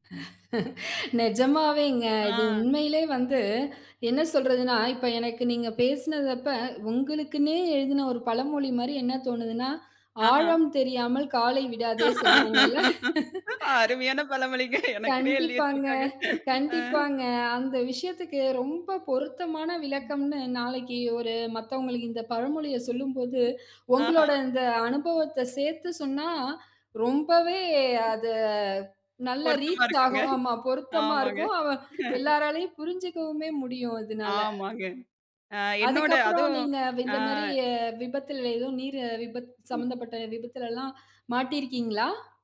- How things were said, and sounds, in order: laugh; laugh; laughing while speaking: "அருமையான பழமொழிங்க. எனக்குன்னே எழுதி வச்சுருக்காங்க. அ"; laugh; in English: "ரீச்"; chuckle
- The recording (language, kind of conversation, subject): Tamil, podcast, நீர் தொடர்பான ஒரு விபத்தை நீங்கள் எப்படிச் சமாளித்தீர்கள்?